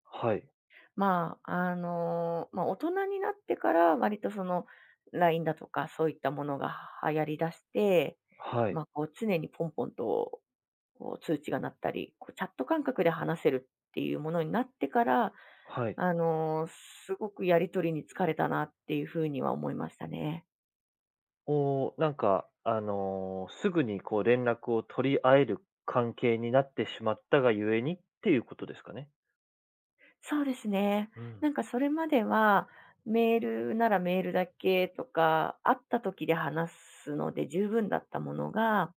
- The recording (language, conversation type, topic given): Japanese, podcast, デジタル疲れと人間関係の折り合いを、どのようにつければよいですか？
- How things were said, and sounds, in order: none